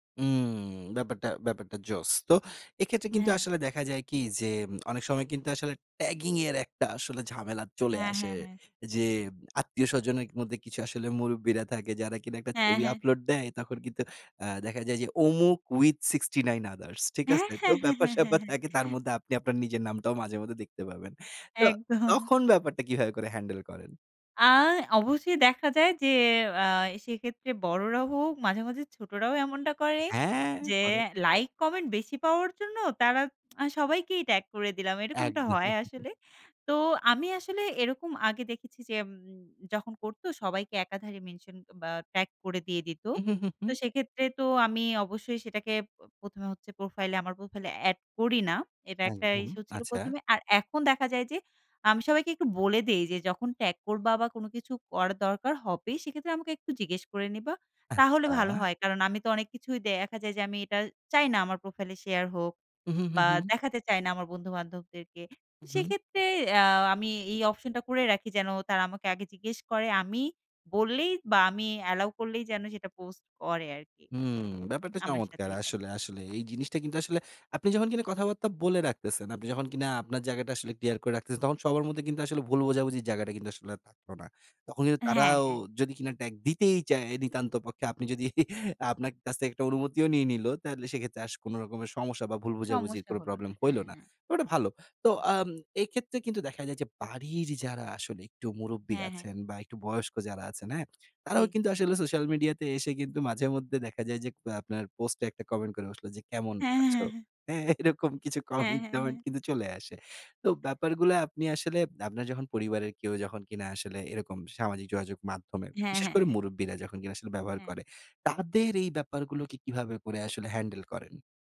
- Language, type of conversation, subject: Bengali, podcast, তুমি সোশ্যাল মিডিয়ায় নিজের গোপনীয়তা কীভাবে নিয়ন্ত্রণ করো?
- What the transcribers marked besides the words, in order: in English: "with sixty nine others"; laughing while speaking: "একদম"; laughing while speaking: "একদম"; in English: "allow"; chuckle; laughing while speaking: "এরকম কিছু কমেন্ট-টমেন্ট"